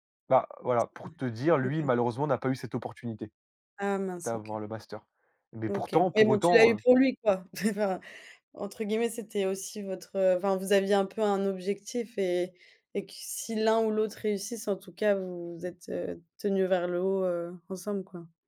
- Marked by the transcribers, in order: chuckle
- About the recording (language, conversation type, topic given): French, podcast, Peux-tu me parler d’une rencontre qui a fait basculer ton parcours ?